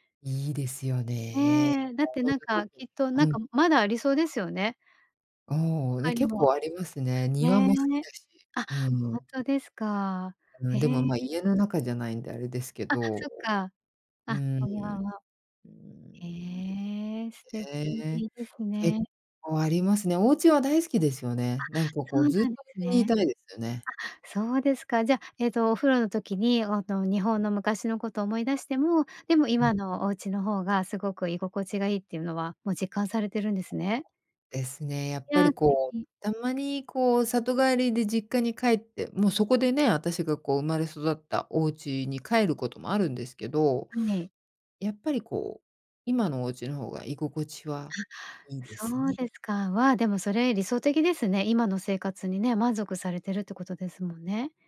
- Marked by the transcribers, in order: grunt; other noise
- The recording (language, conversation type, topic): Japanese, podcast, 家の中で一番居心地のいい場所はどこですか？